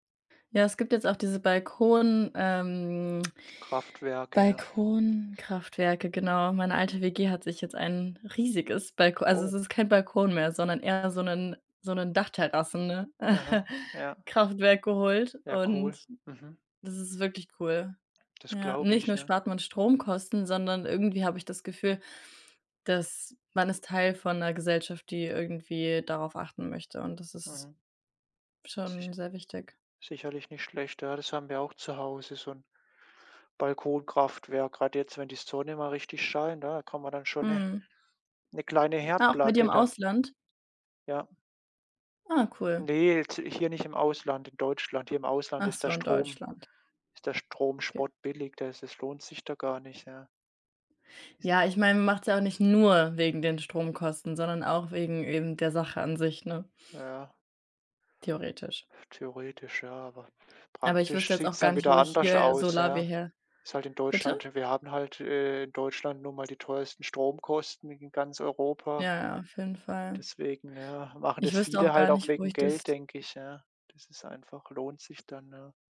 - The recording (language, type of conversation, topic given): German, unstructured, Welche Technik macht dich besonders glücklich?
- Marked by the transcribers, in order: chuckle; laughing while speaking: "und"; other background noise; tapping; unintelligible speech